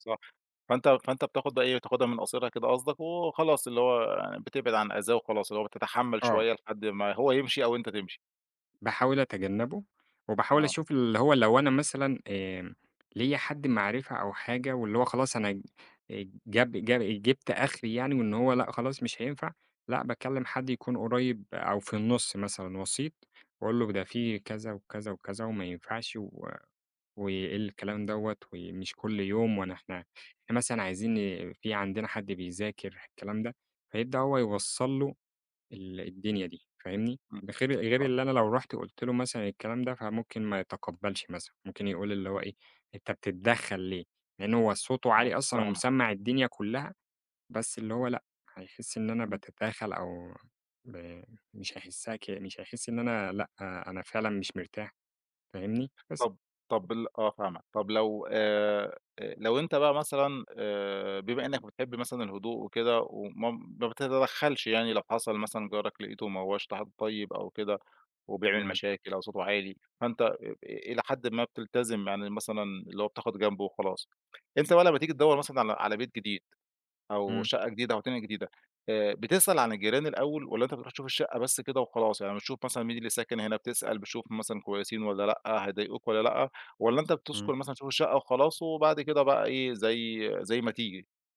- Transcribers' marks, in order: tapping; other background noise; unintelligible speech
- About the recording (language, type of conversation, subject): Arabic, podcast, إيه أهم صفات الجار الكويس من وجهة نظرك؟